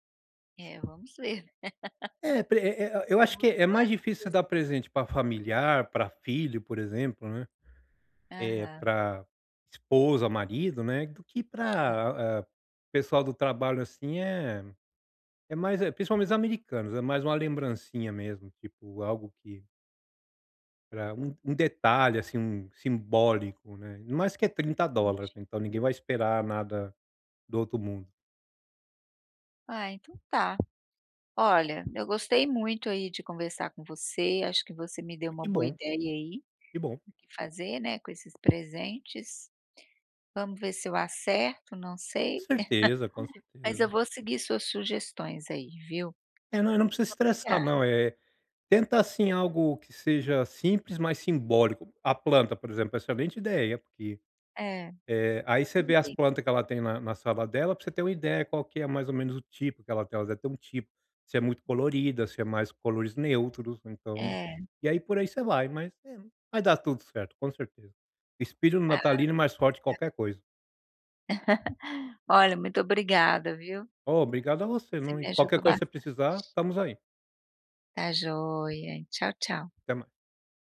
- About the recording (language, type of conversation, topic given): Portuguese, advice, Como posso encontrar presentes significativos para pessoas diferentes?
- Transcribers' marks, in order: other background noise; tapping; laugh; chuckle; unintelligible speech; "cores" said as "colores"; laugh